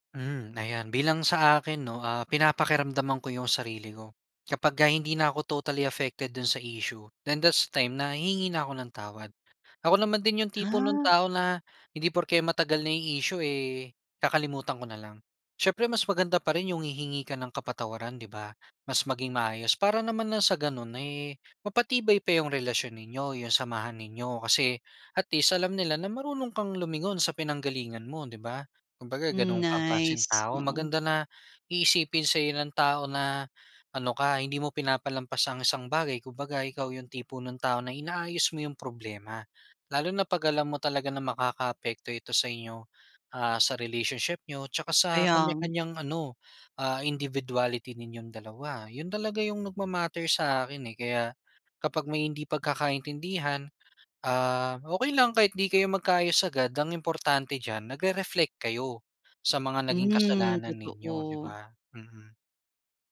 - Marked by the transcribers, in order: in English: "totally affected"; in English: "issue then that's the time"; tapping; tongue click; in English: "nagre-reflect"
- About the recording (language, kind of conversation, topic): Filipino, podcast, Paano mo hinaharap ang hindi pagkakaintindihan?